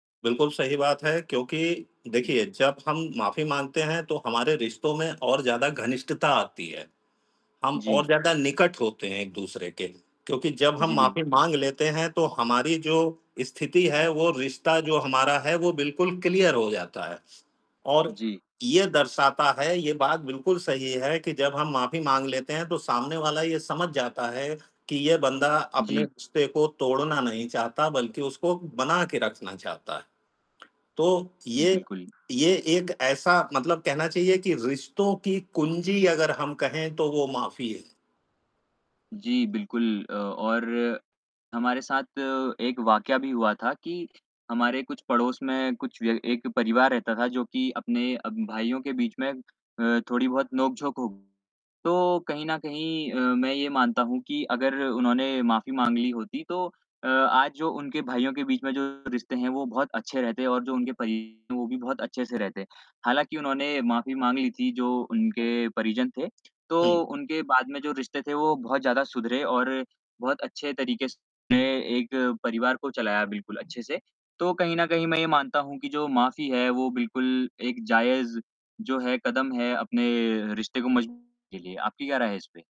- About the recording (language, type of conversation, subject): Hindi, unstructured, झगड़े के बाद माफ़ी क्यों ज़रूरी होती है?
- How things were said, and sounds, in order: mechanical hum; static; in English: "क्लियर"; lip smack; distorted speech; unintelligible speech